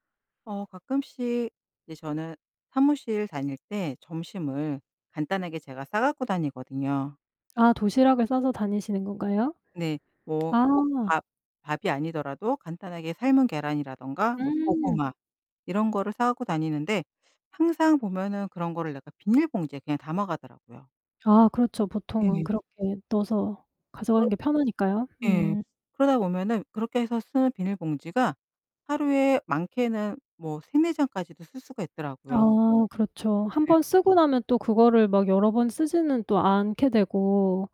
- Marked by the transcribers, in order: tapping; other background noise
- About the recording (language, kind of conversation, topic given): Korean, podcast, 플라스틱 사용을 현실적으로 줄일 수 있는 방법은 무엇인가요?